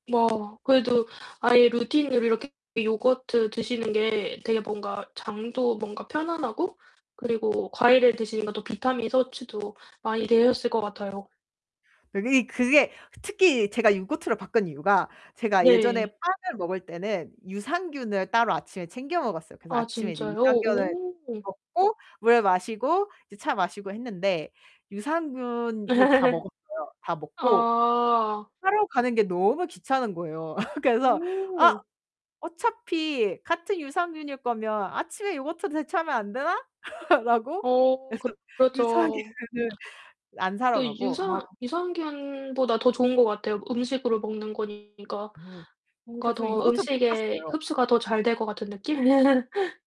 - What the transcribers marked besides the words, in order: distorted speech; laugh; laugh; laugh; laughing while speaking: "유산균을"; laugh
- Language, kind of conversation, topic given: Korean, podcast, 평일 아침에는 보통 어떤 루틴으로 하루를 시작하시나요?